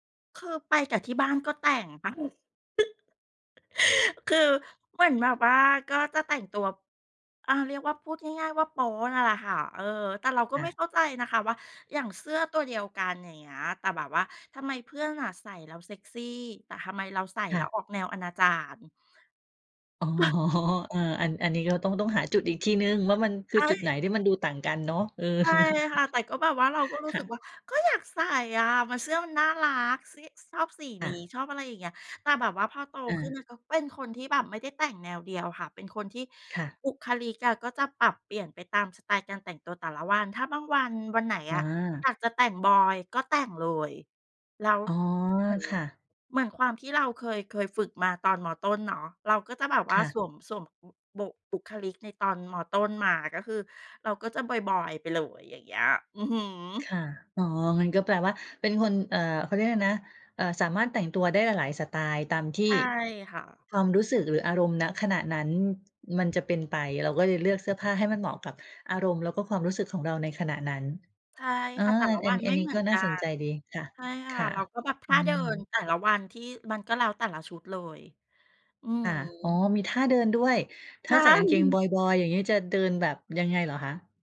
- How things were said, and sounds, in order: chuckle; other background noise; chuckle; laughing while speaking: "เออ"; chuckle; laughing while speaking: "ใช่"
- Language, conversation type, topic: Thai, podcast, สไตล์การแต่งตัวที่ทำให้คุณรู้สึกว่าเป็นตัวเองเป็นแบบไหน?